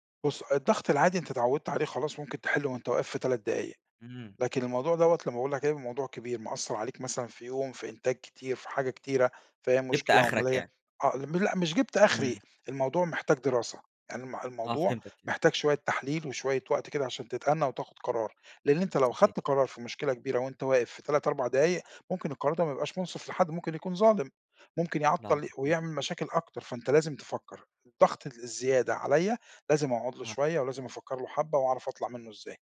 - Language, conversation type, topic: Arabic, podcast, إزاي بتتعامل مع ضغط الشغل اليومي؟
- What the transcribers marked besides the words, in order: none